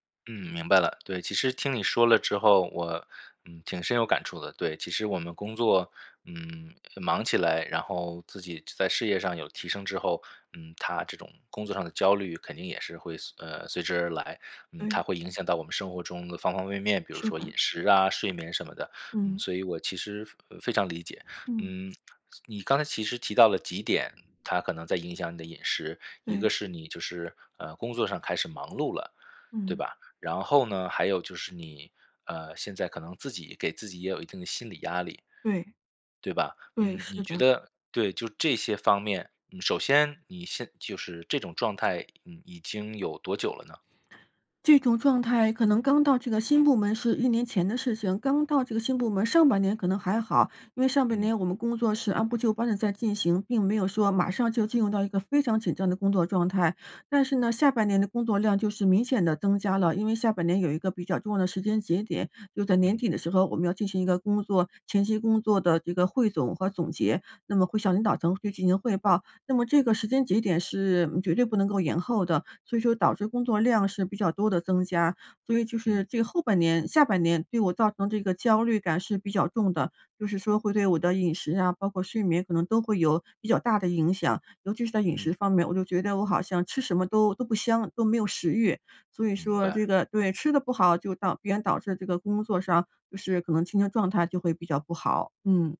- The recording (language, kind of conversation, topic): Chinese, advice, 咖啡和饮食让我更焦虑，我该怎么调整才能更好地管理压力？
- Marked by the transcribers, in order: other background noise